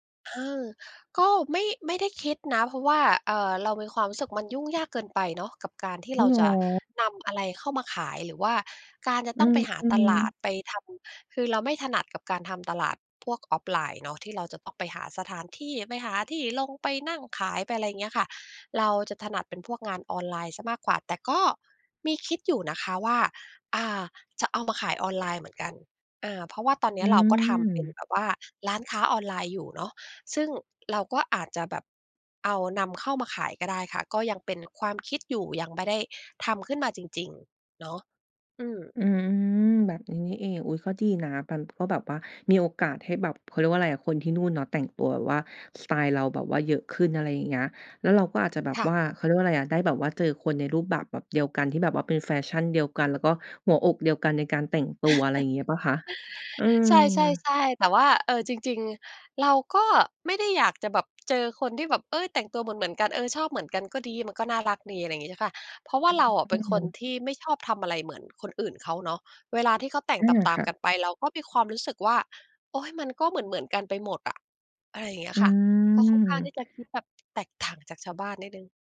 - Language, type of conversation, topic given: Thai, podcast, สื่อสังคมออนไลน์มีผลต่อการแต่งตัวของคุณอย่างไร?
- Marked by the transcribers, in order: tapping; chuckle; drawn out: "อืม"